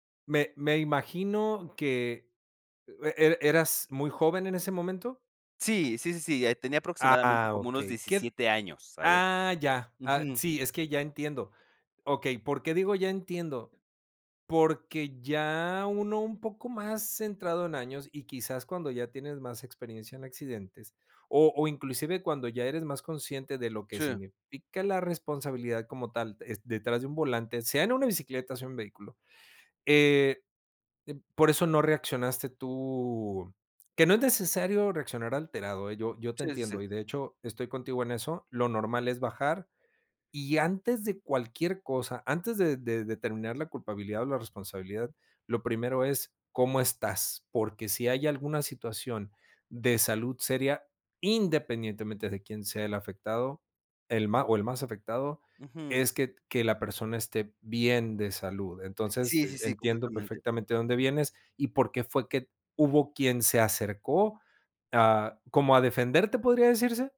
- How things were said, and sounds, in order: tapping
- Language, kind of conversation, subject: Spanish, podcast, ¿Qué accidente recuerdas, ya sea en bicicleta o en coche?